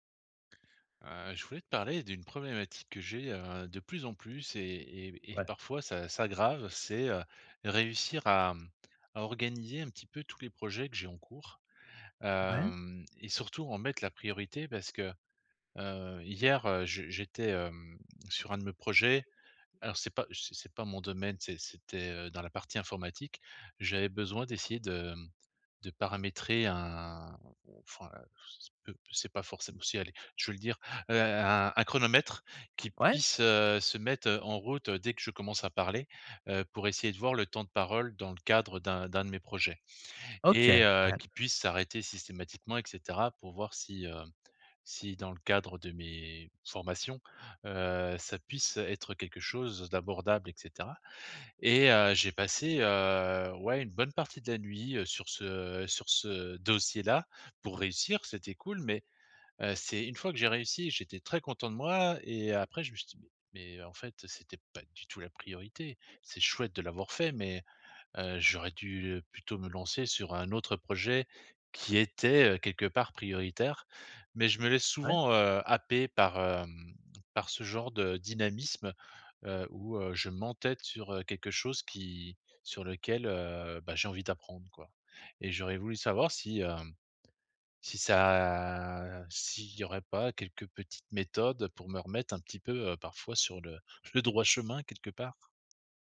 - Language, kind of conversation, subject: French, advice, Comment mieux organiser mes projets en cours ?
- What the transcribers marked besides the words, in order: drawn out: "un"; unintelligible speech; stressed: "chronomètre"; drawn out: "heu"; drawn out: "ça"; laughing while speaking: "le droit"; tapping